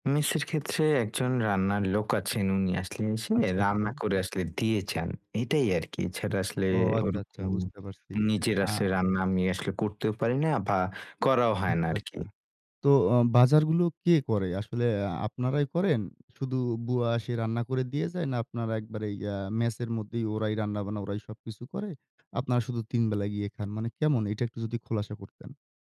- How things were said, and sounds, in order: other background noise; "মেসে" said as "ম্যাসে"
- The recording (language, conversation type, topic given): Bengali, advice, খাবার, ঘুম ও ব্যায়ামের রুটিন বজায় রাখতে আপনার কী সমস্যা হচ্ছে?